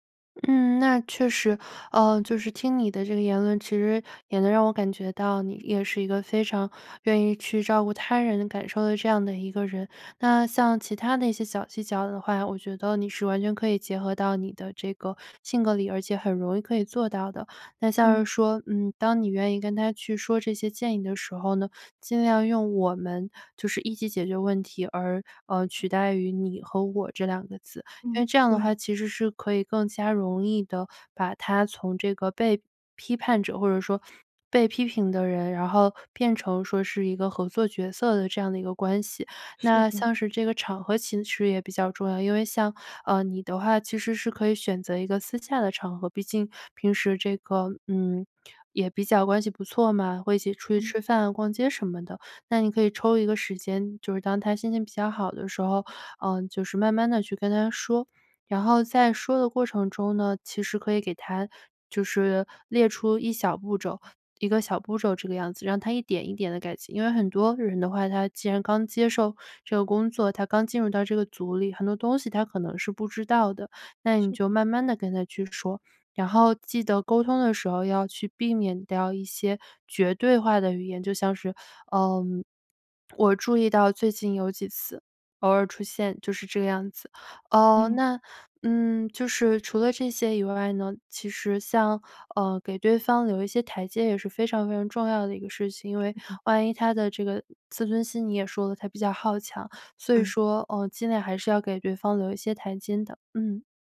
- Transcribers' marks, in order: "其实" said as "秦实"; "台阶" said as "台尖"
- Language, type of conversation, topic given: Chinese, advice, 在工作中该如何给同事提供负面反馈？